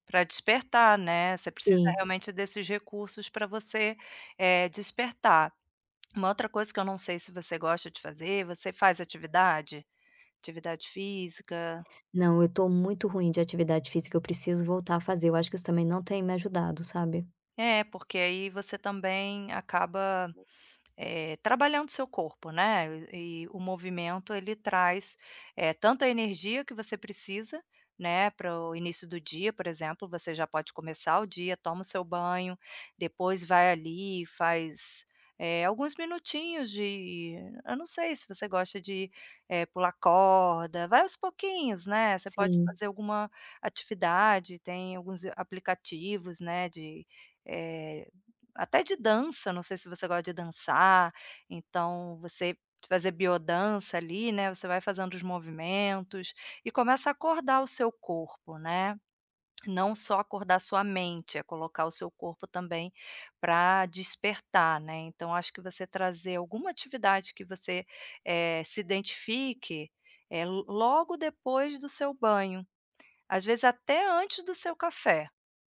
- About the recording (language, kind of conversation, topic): Portuguese, advice, Como posso melhorar os meus hábitos de sono e acordar mais disposto?
- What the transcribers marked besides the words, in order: other background noise